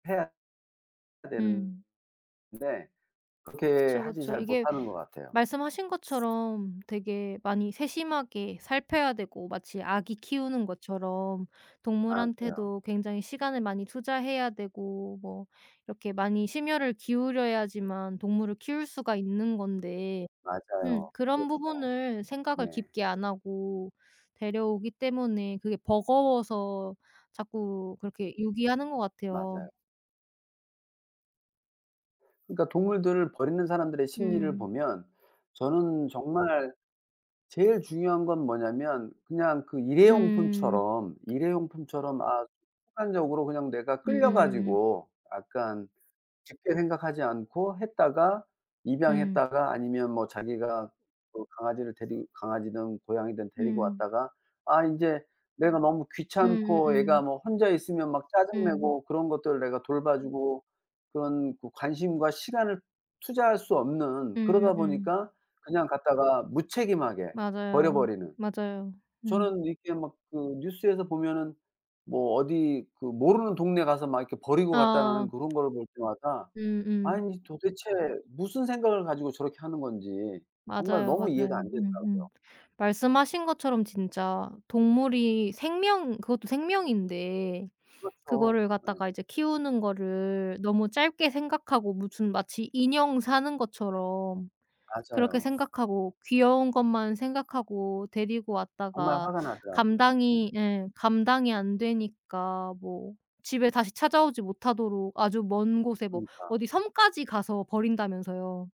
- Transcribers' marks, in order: other background noise; tapping
- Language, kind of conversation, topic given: Korean, unstructured, 동물을 사랑한다고 하면서도 왜 버리는 사람이 많을까요?